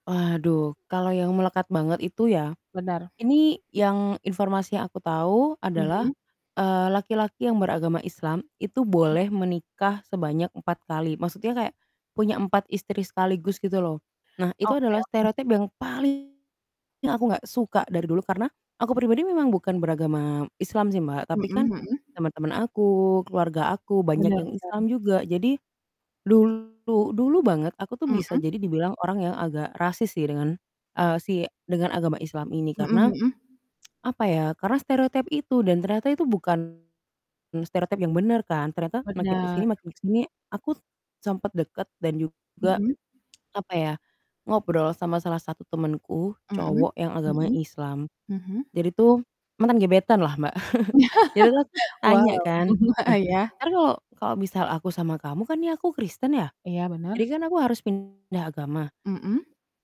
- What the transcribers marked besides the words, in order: distorted speech; static; tsk; tapping; chuckle; laugh; chuckle
- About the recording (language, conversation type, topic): Indonesian, unstructured, Apa yang paling membuatmu kesal tentang stereotip budaya atau agama?